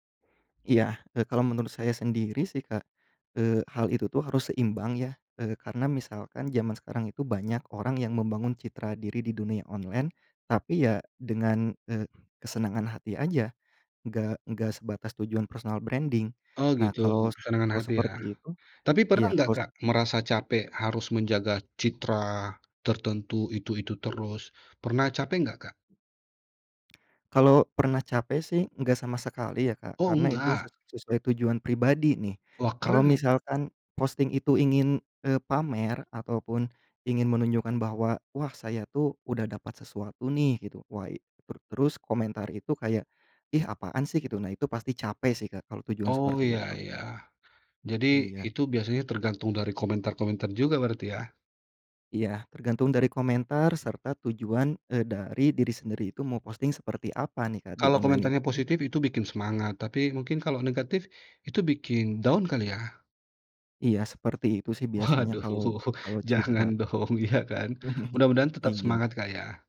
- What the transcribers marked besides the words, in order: in English: "personal branding"; tapping; other background noise; in English: "down"; laughing while speaking: "Waduh, jangan dong, iya, kan"; chuckle
- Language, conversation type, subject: Indonesian, podcast, Bagaimana cara kamu membangun citra diri di dunia maya?